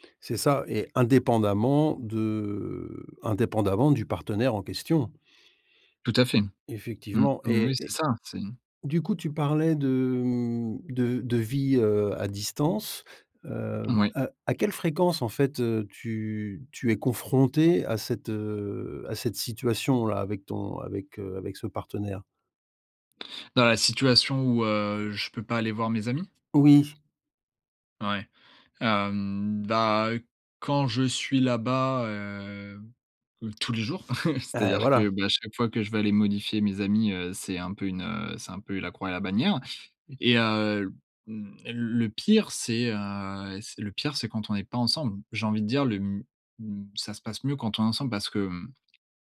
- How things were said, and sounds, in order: drawn out: "de"; drawn out: "Hem"; chuckle
- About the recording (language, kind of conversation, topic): French, advice, Comment gérer ce sentiment d’étouffement lorsque votre partenaire veut toujours être ensemble ?